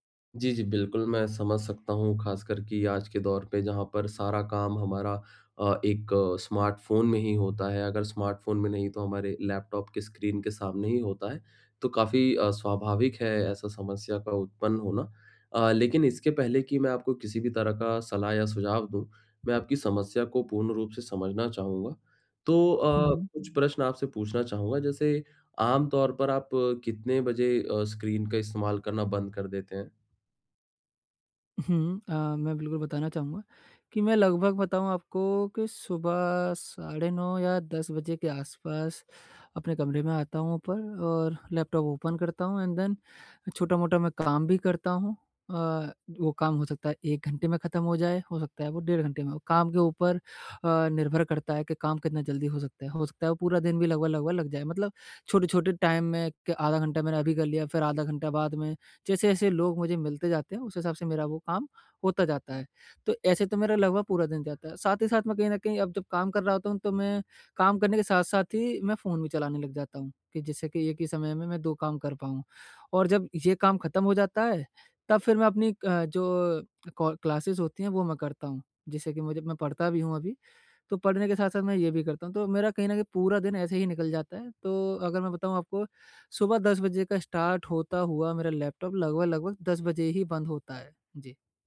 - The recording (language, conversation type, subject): Hindi, advice, शाम को नींद बेहतर करने के लिए फोन और अन्य स्क्रीन का उपयोग कैसे कम करूँ?
- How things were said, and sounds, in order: in English: "स्मार्टफ़ोन"; in English: "स्मार्टफ़ोन"; in English: "ओपन"; in English: "एंड देन"; in English: "टाइम"; in English: "क्लासेज़"; in English: "स्टार्ट"